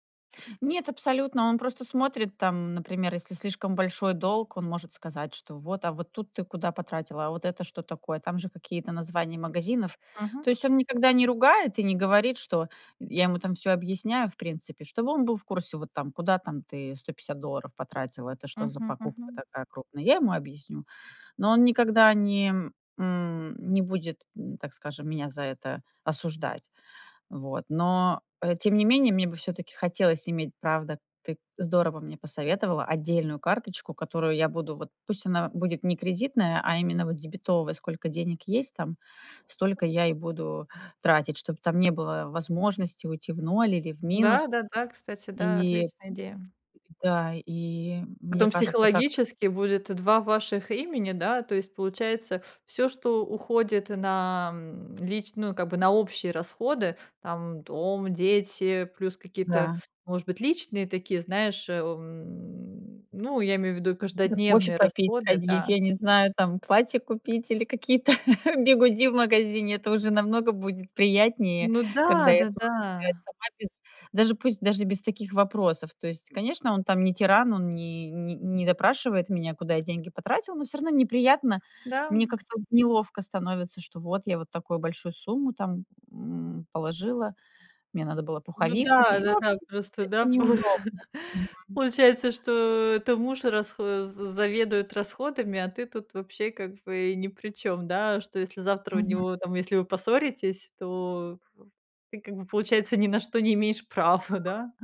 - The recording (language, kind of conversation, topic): Russian, advice, Как перестать ссориться с партнёром из-за распределения денег?
- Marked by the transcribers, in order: other background noise; laughing while speaking: "какие-то"; laughing while speaking: "полу"; chuckle; alarm